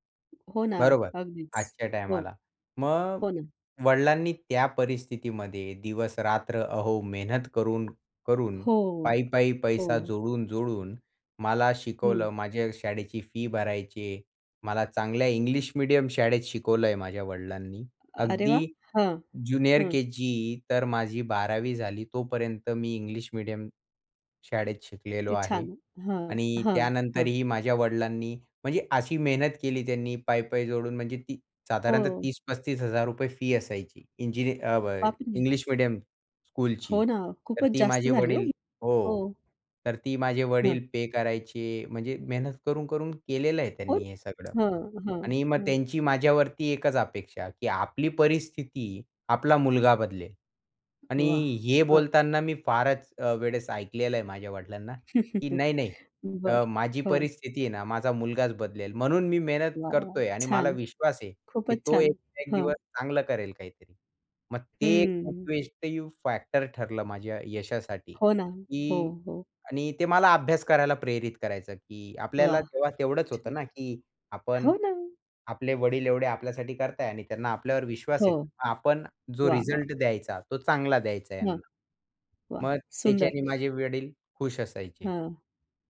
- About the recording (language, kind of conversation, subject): Marathi, podcast, कुटुंबाच्या अपेक्षा एखाद्याच्या यशावर किती प्रभाव टाकतात?
- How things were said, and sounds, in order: other background noise; tapping; unintelligible speech; in English: "स्कूलची"; chuckle; unintelligible speech; other noise